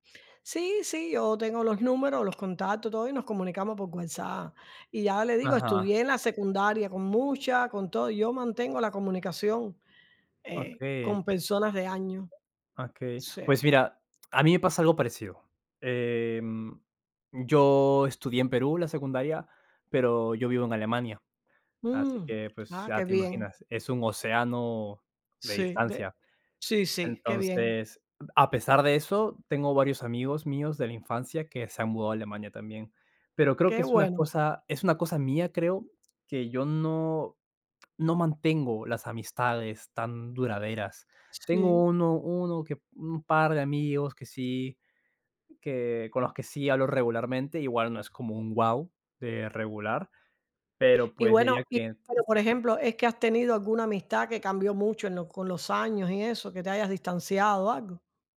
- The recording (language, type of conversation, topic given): Spanish, unstructured, ¿Qué haces para que una amistad dure mucho tiempo?
- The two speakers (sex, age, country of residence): female, 65-69, United States; male, 25-29, Germany
- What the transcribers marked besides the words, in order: tapping; other background noise